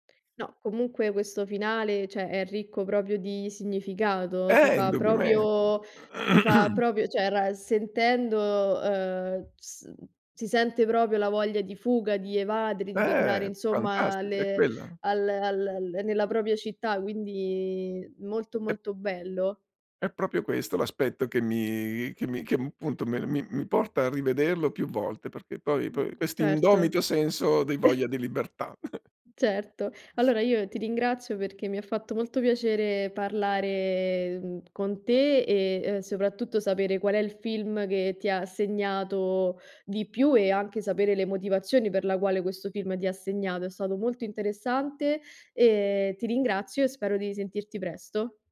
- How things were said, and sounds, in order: other noise; drawn out: "proprio"; throat clearing; drawn out: "quindi"; chuckle; giggle; drawn out: "parlare"
- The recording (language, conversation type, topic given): Italian, podcast, Quale film ti ha segnato di più, e perché?
- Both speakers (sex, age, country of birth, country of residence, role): female, 25-29, Italy, Italy, host; male, 60-64, Italy, Italy, guest